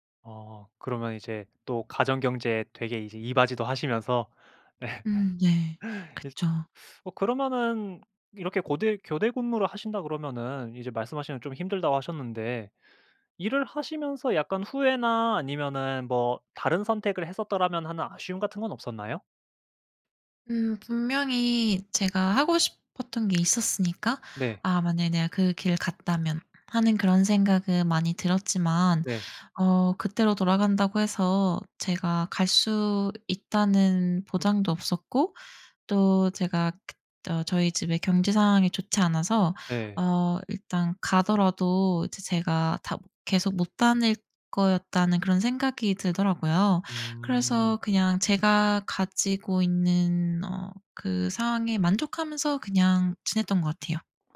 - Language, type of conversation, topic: Korean, podcast, 인생에서 가장 큰 전환점은 언제였나요?
- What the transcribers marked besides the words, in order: laughing while speaking: "네"; laugh